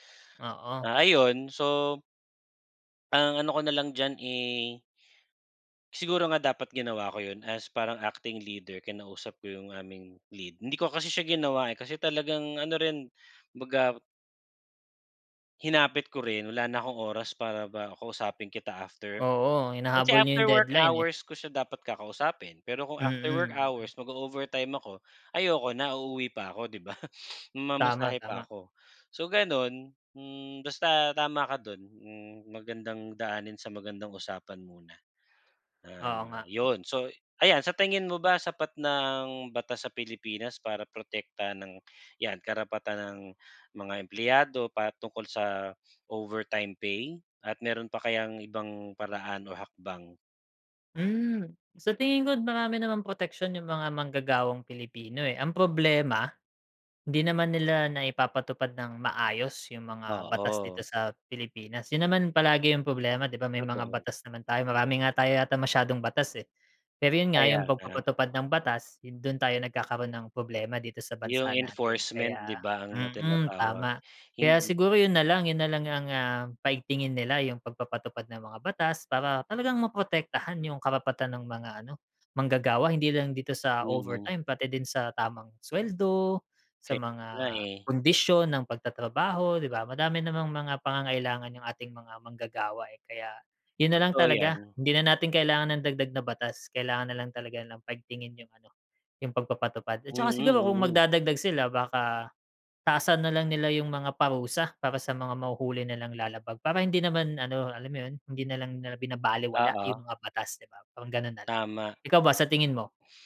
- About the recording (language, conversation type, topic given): Filipino, unstructured, Ano ang palagay mo sa overtime na hindi binabayaran nang tama?
- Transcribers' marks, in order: laughing while speaking: "'di ba?"; sniff; tapping